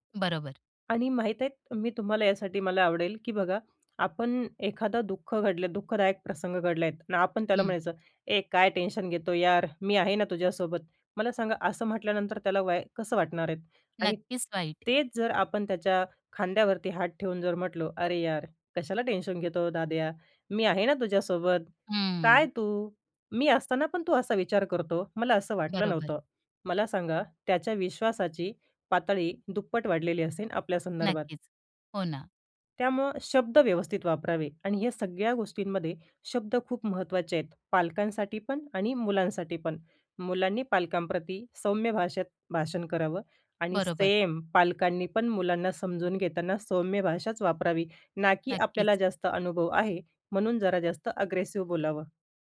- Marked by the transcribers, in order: in English: "सेम"; in English: "अग्रेसिव"
- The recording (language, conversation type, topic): Marathi, podcast, करिअर निवडीबाबत पालकांच्या आणि मुलांच्या अपेक्षा कशा वेगळ्या असतात?